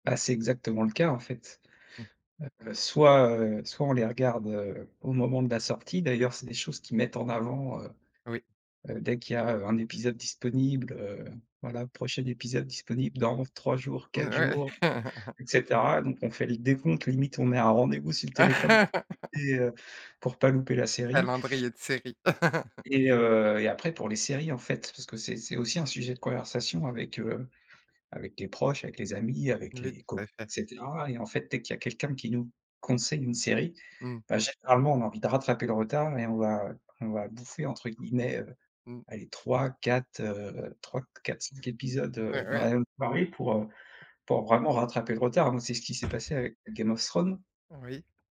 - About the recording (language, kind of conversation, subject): French, podcast, Qu’est-ce qui rend une série addictive à tes yeux ?
- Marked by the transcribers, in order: laughing while speaking: "N ouais"; chuckle; laugh; other background noise; laugh; tapping